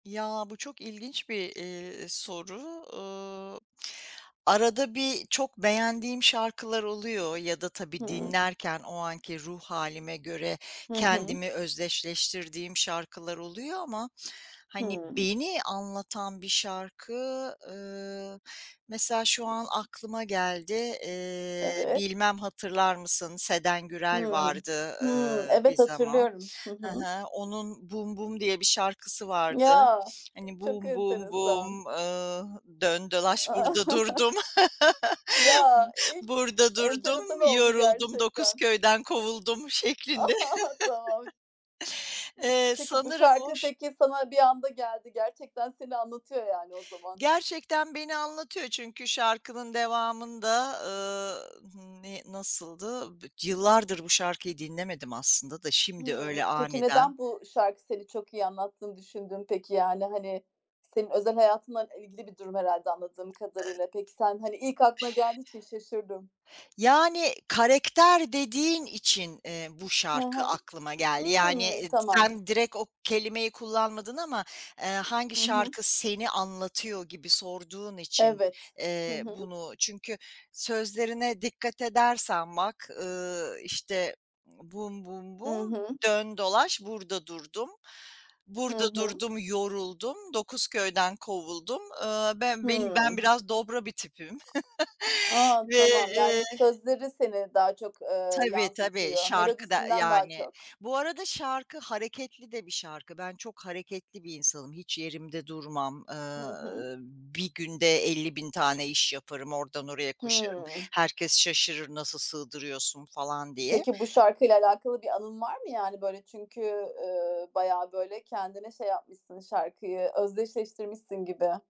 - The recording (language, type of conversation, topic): Turkish, podcast, Seni en iyi anlatan şarkı hangisi olur?
- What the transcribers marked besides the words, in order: other background noise; tapping; chuckle; laugh; laugh; laughing while speaking: "şeklinde"; laugh; chuckle